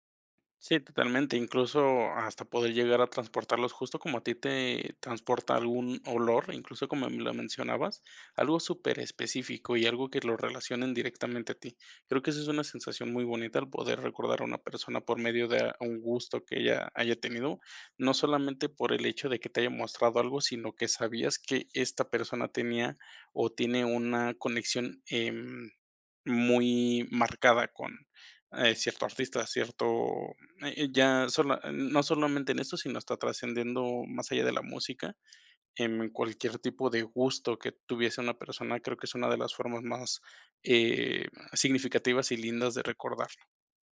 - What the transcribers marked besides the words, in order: none
- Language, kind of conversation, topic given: Spanish, podcast, ¿Qué canción o música te recuerda a tu infancia y por qué?